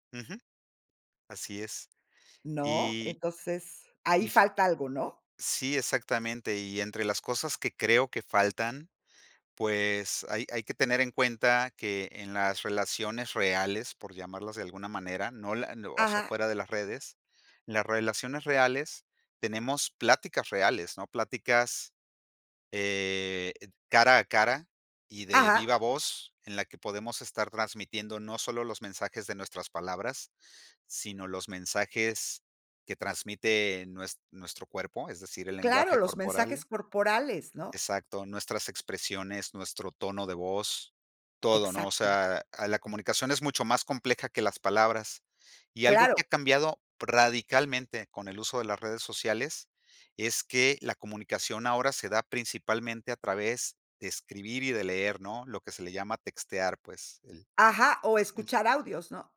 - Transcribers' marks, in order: none
- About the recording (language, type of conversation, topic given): Spanish, podcast, ¿Cómo cambian las redes sociales nuestra forma de relacionarnos?